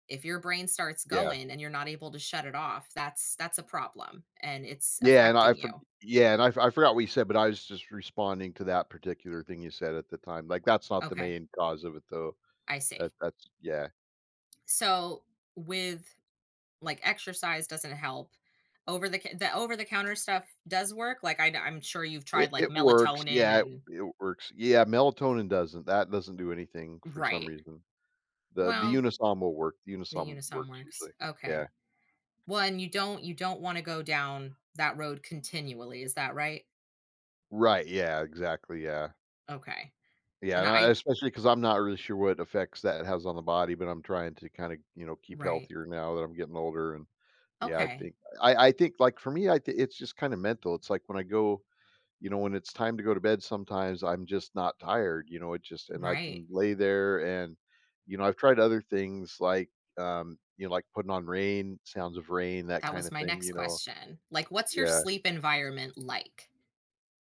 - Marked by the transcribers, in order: other background noise; tapping
- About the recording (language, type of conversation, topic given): English, advice, How can I manage stress from daily responsibilities?